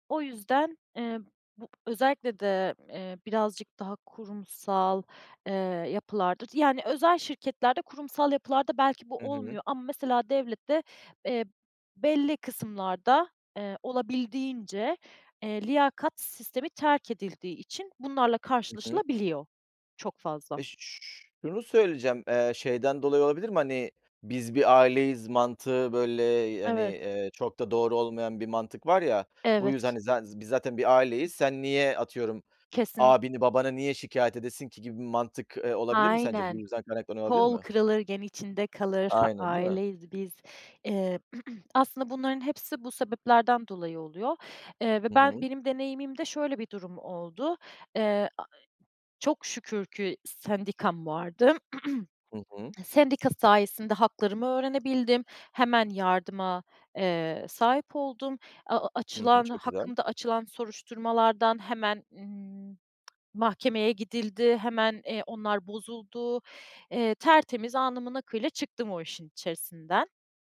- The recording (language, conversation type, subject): Turkish, podcast, Kötü bir patronla başa çıkmanın en etkili yolları nelerdir?
- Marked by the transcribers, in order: tapping; other background noise; other noise; throat clearing; throat clearing